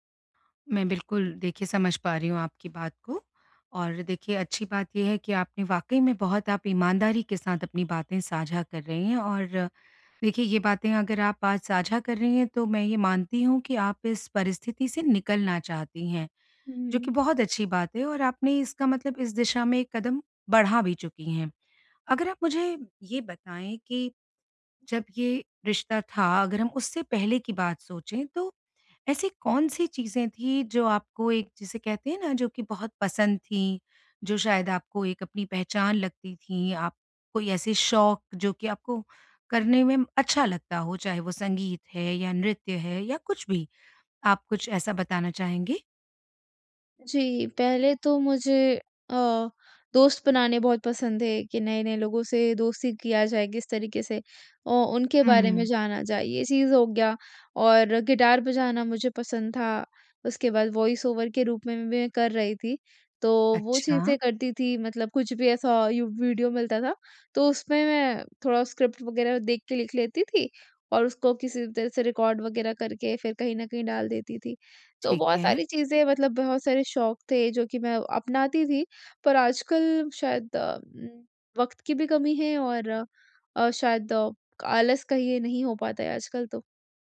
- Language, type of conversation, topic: Hindi, advice, ब्रेकअप के बाद मैं अकेलापन कैसे संभालूँ और खुद को फिर से कैसे पहचानूँ?
- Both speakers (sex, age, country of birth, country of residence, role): female, 45-49, India, India, user; female, 50-54, India, India, advisor
- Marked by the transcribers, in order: in English: "वॉइस ओवर"; in English: "स्क्रिप्ट"; in English: "रिकॉर्ड"